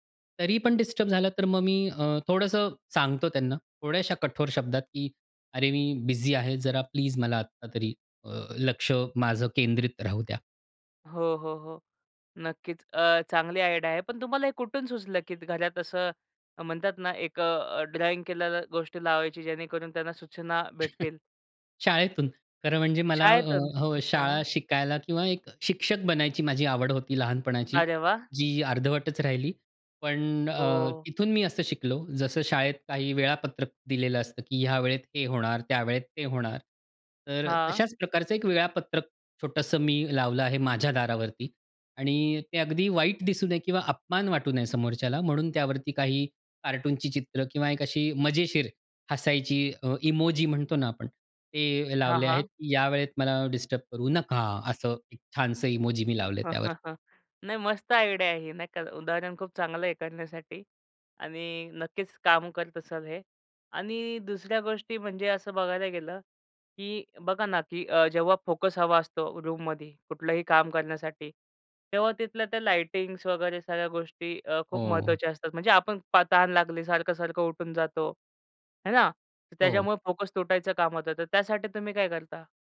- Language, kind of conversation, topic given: Marathi, podcast, फोकस टिकवण्यासाठी तुमच्याकडे काही साध्या युक्त्या आहेत का?
- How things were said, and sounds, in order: in English: "आयडिया"; in English: "ड्रॉइंग"; chuckle; surprised: "शाळेतून"; laughing while speaking: "हां"; in English: "इमोजी"; in English: "इमोजी"; chuckle; in English: "रूममध्ये"